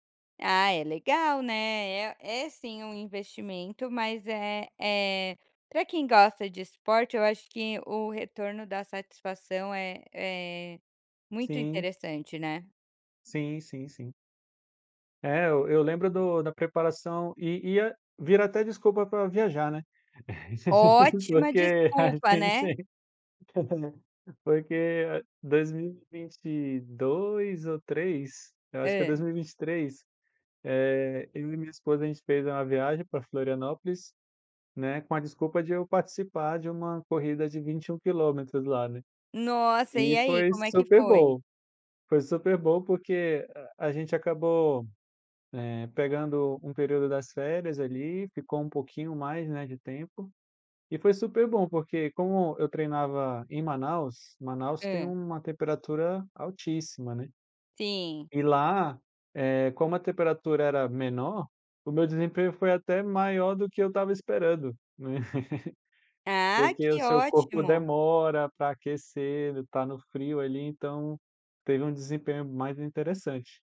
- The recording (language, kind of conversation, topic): Portuguese, podcast, Qual hobby te ajuda a desestressar nos fins de semana?
- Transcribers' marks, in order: other background noise; laugh; laugh